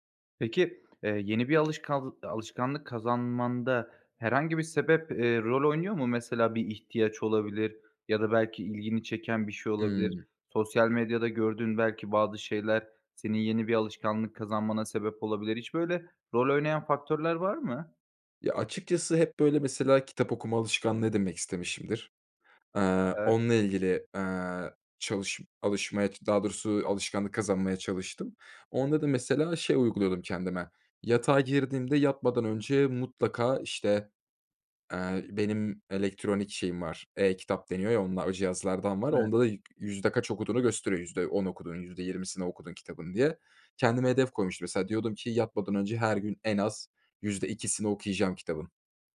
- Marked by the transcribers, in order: other background noise; unintelligible speech; unintelligible speech
- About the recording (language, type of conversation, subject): Turkish, podcast, Yeni bir alışkanlık kazanırken hangi adımları izlersin?